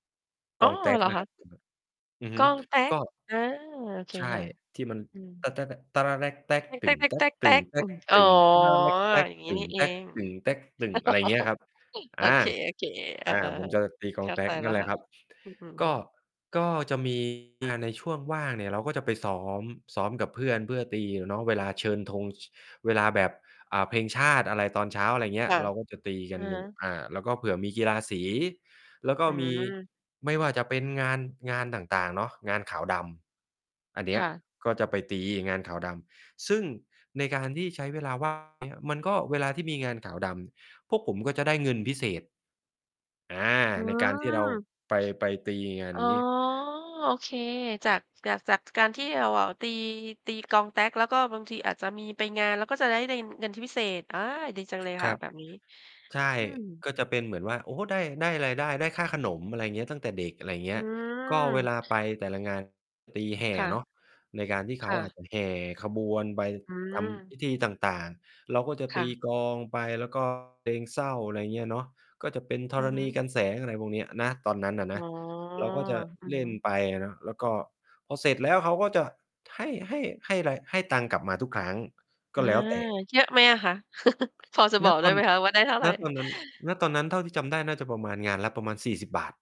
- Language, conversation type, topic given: Thai, podcast, คุณเคยใช้เวลาว่างทำให้เกิดรายได้บ้างไหม?
- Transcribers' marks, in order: distorted speech; other noise; drawn out: "อ๋อ"; laugh; drawn out: "อ๋อ"; drawn out: "อ๋อ"; chuckle